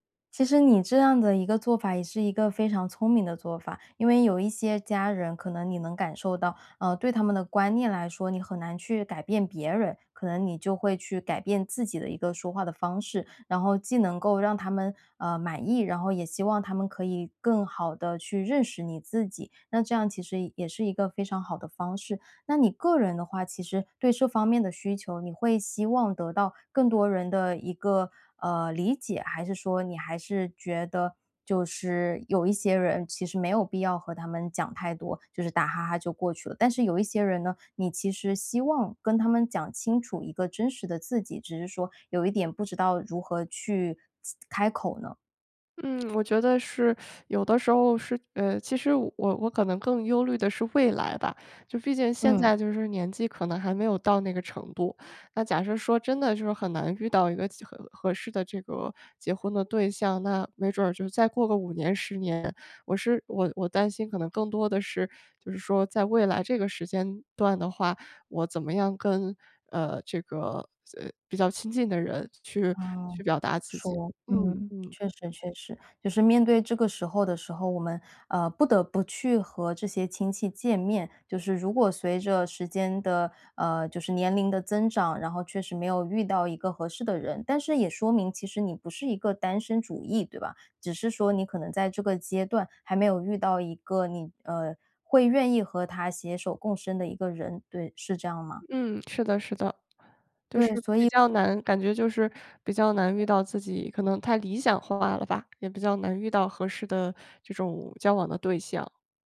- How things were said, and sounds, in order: other background noise
- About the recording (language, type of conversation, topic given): Chinese, advice, 如何在家庭传统与个人身份之间的冲突中表达真实的自己？